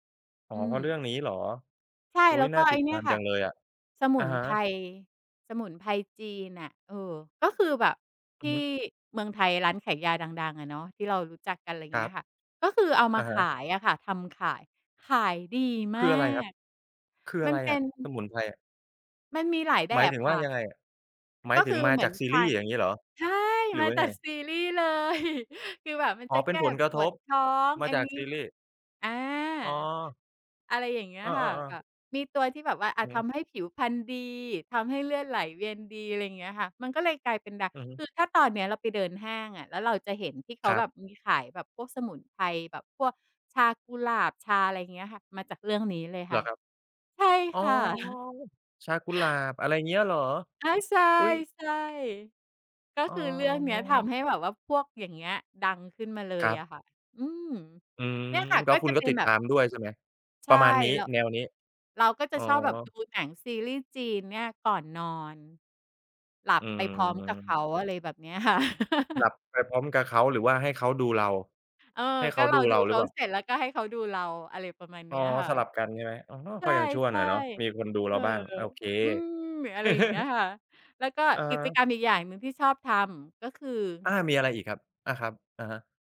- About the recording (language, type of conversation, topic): Thai, podcast, คุณช่วยเล่าให้ฟังหน่อยได้ไหมว่า มีกิจวัตรเล็กๆ อะไรที่ทำแล้วทำให้คุณมีความสุข?
- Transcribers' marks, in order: other background noise; tapping; chuckle; chuckle; chuckle; chuckle